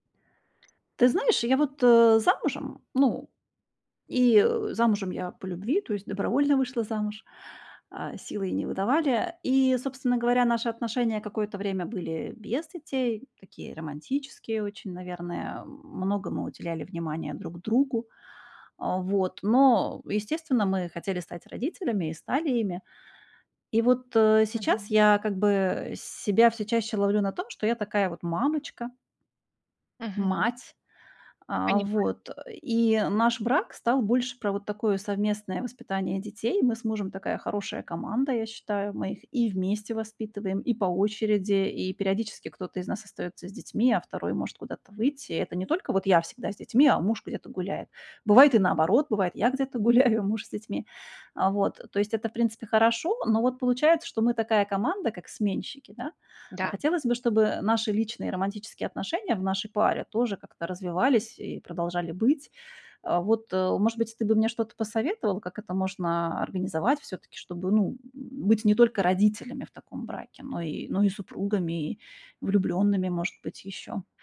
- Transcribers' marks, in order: tapping; laughing while speaking: "гуляю"
- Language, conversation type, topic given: Russian, advice, Как перестать застревать в старых семейных ролях, которые мешают отношениям?